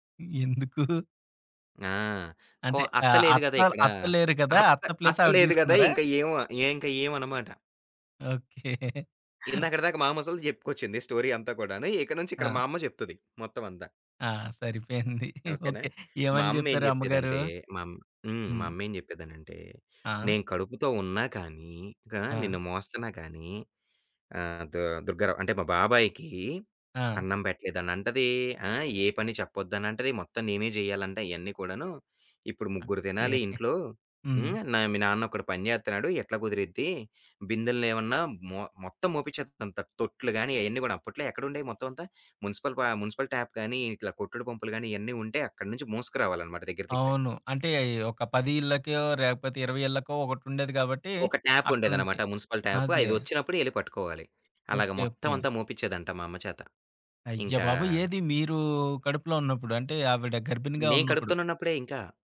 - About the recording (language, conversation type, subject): Telugu, podcast, మీ కుటుంబ వలస కథను ఎలా చెప్పుకుంటారు?
- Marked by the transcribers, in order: giggle; in English: "ప్లేస్"; giggle; in English: "స్టోరీ"; giggle; other background noise; in English: "ట్యాప్"; in English: "ట్యాప్"; in English: "ట్యాప్"